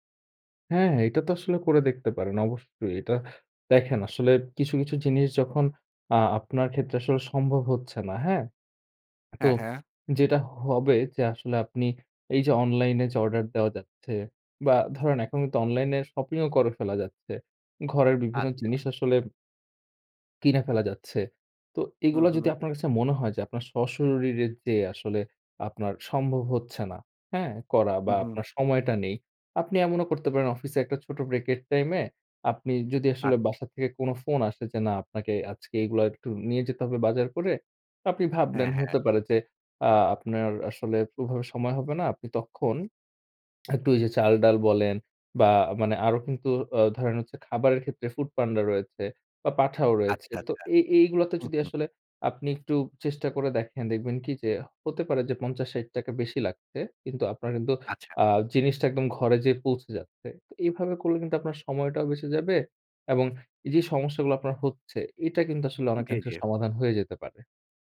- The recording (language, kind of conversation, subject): Bengali, advice, দৈনন্দিন ছোটখাটো দায়িত্বেও কেন আপনার অতিরিক্ত চাপ অনুভূত হয়?
- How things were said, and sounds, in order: in English: "Online"; in English: "Order"; in English: "Online"; in English: "Shopping"; swallow; in English: "Break"